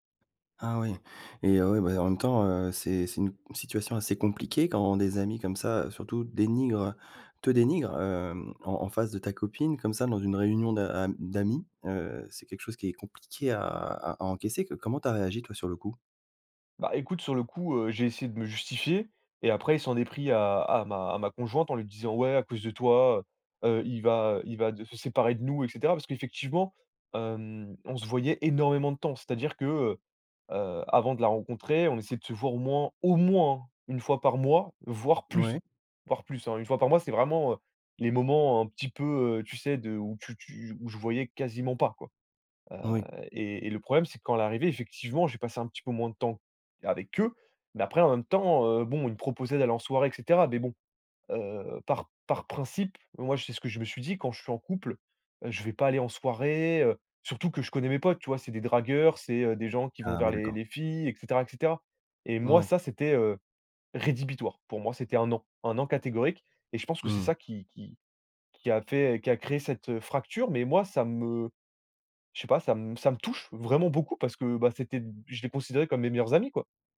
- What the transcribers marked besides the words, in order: stressed: "au moins"; stressed: "plus"; stressed: "eux"; stressed: "rédhibitoire"; stressed: "touche"
- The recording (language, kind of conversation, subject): French, advice, Comment gérer des amis qui s’éloignent parce que je suis moins disponible ?